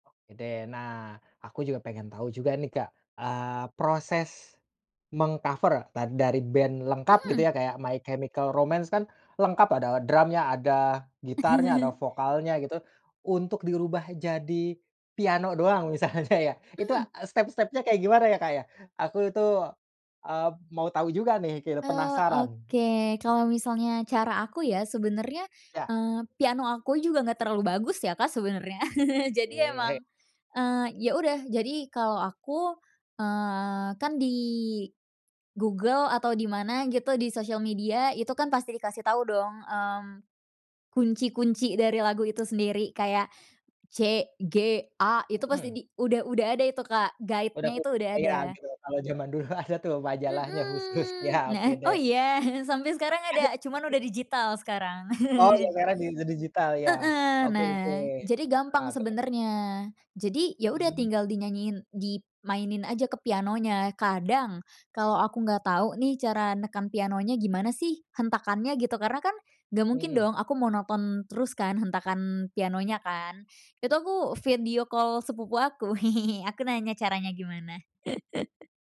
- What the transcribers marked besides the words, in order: chuckle; laughing while speaking: "misalnya"; chuckle; in English: "guide-nya"; unintelligible speech; laughing while speaking: "ada"; chuckle; laughing while speaking: "khususnya"; other background noise; chuckle; in English: "video call"; chuckle; laugh
- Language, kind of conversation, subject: Indonesian, podcast, Apa pengalaman pertama yang mengubah cara kamu mendengarkan musik?